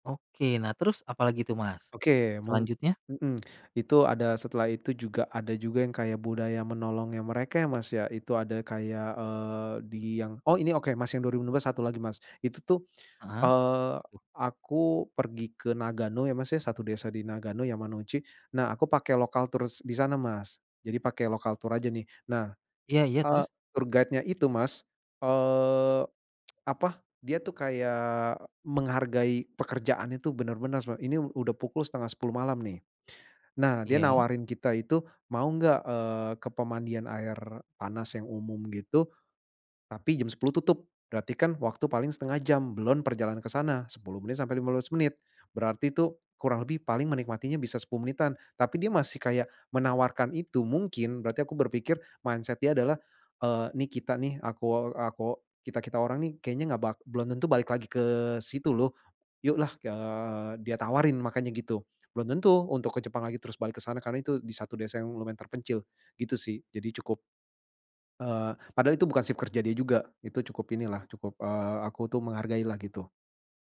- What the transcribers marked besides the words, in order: unintelligible speech; in English: "local tours"; in English: "lokal tour"; in English: "tour guide-nya"; tapping; in English: "mindset"
- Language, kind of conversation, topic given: Indonesian, podcast, Pengalaman apa yang membuat kamu semakin menghargai budaya setempat?